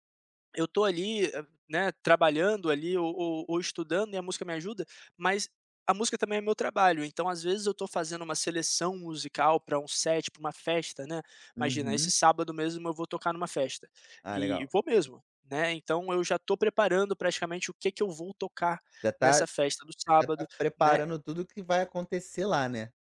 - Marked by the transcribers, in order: none
- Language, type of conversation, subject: Portuguese, podcast, Como você percebe que entrou em estado de fluxo enquanto pratica um hobby?
- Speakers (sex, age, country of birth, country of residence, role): male, 25-29, Brazil, Portugal, guest; male, 35-39, Brazil, Portugal, host